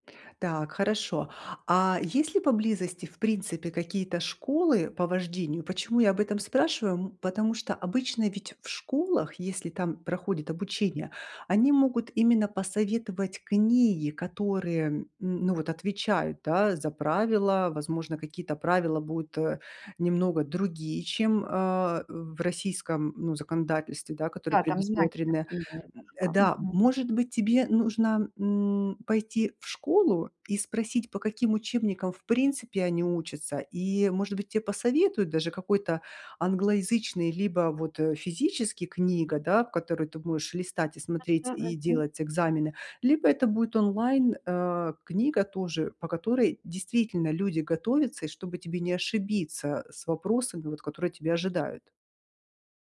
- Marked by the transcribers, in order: none
- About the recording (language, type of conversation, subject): Russian, advice, Как описать свой страх провалиться на экзамене или аттестации?